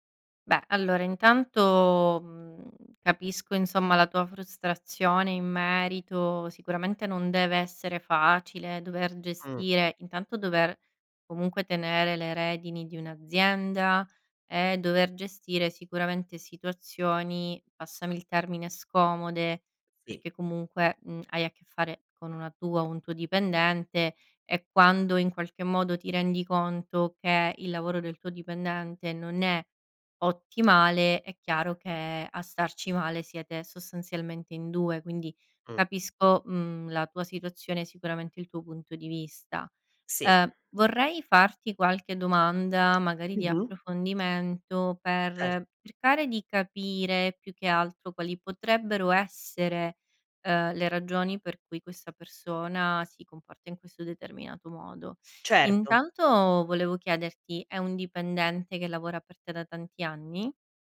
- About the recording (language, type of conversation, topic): Italian, advice, Come posso gestire o, se necessario, licenziare un dipendente problematico?
- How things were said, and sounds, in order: tapping